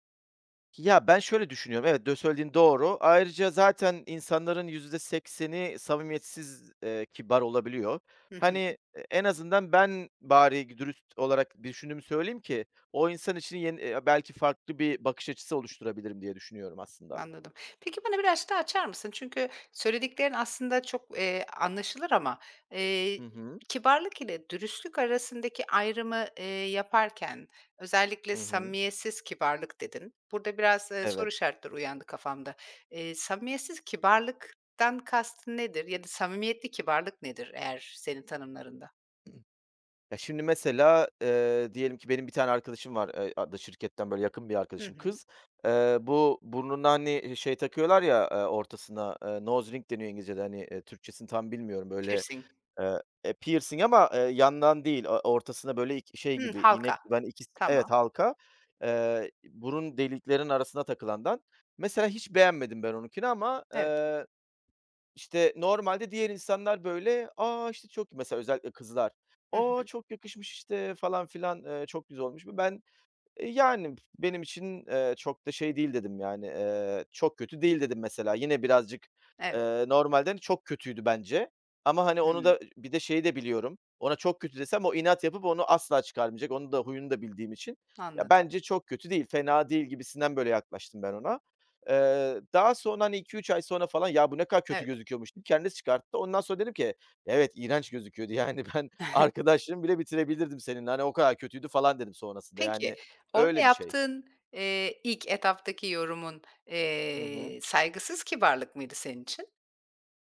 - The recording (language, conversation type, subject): Turkish, podcast, Kibarlık ile dürüstlük arasında nasıl denge kurarsın?
- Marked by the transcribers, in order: other noise; in English: "nose ring"; tapping; laughing while speaking: "yani, ben"; chuckle; other background noise